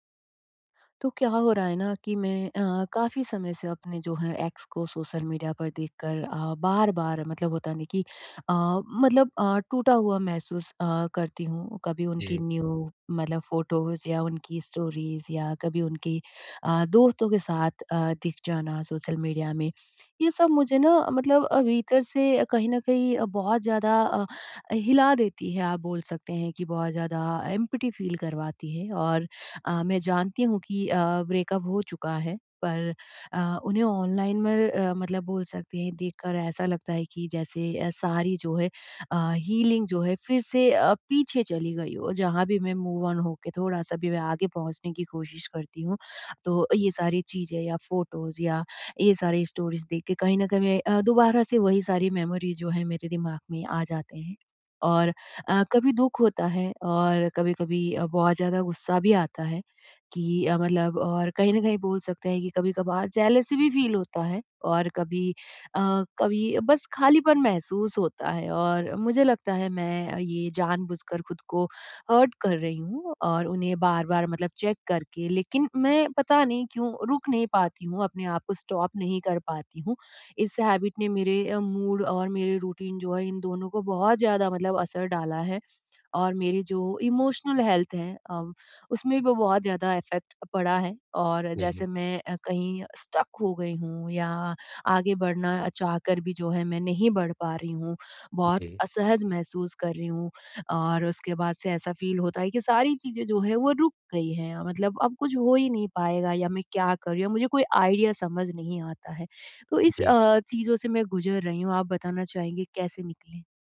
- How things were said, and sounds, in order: in English: "एक्स"; in English: "न्यू"; in English: "फ़ोटोज़"; in English: "स्टोरीज़"; in English: "एम्पटी फ़ील"; in English: "ब्रेकअप"; in English: "हीलिंग"; in English: "मूव ऑन"; in English: "फ़ोटोज़"; in English: "स्टोरीज़"; in English: "मेमोरीज़"; in English: "जेलेसी"; in English: "फ़ील"; in English: "हर्ट"; in English: "चेक"; in English: "स्टॉप"; in English: "हैबिट"; in English: "मूड"; in English: "रूटीन"; in English: "इमोशनल हेल्थ"; in English: "इफेक्ट"; in English: "स्टक"; in English: "फ़ील"; in English: "आईडिया"
- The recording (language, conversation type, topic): Hindi, advice, सोशल मीडिया पर अपने पूर्व साथी को देखकर बार-बार मन को चोट क्यों लगती है?